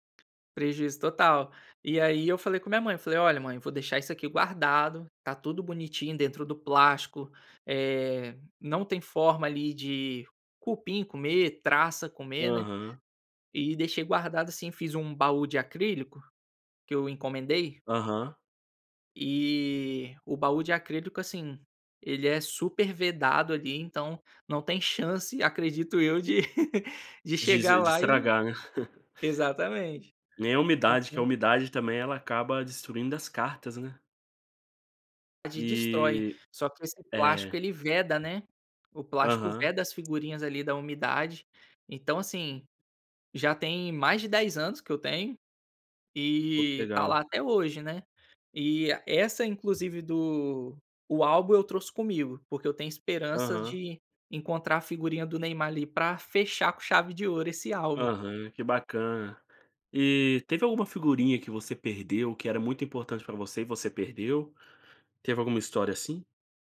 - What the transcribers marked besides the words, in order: tapping; laugh
- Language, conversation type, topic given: Portuguese, podcast, Que coleção de figurinhas ou cards você guardou como ouro?